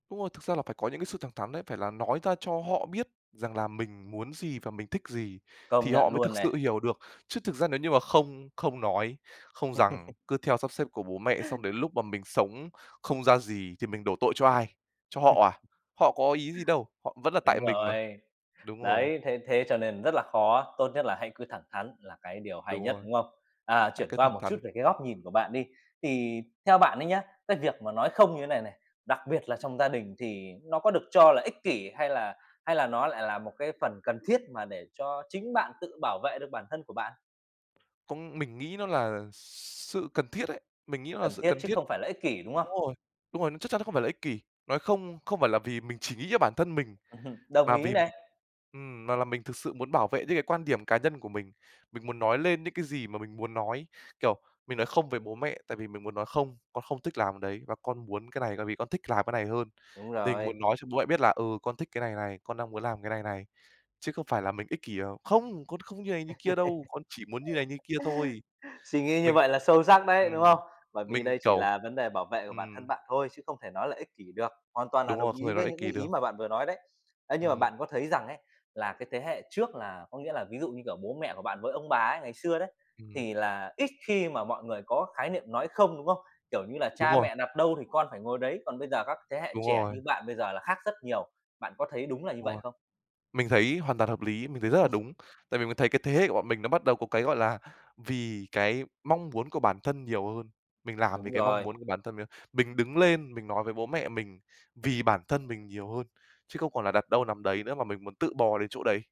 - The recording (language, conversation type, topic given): Vietnamese, podcast, Khi nào bạn cảm thấy mình nên nói “không” với gia đình?
- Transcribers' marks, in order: laugh; tapping; chuckle; laugh; other noise; chuckle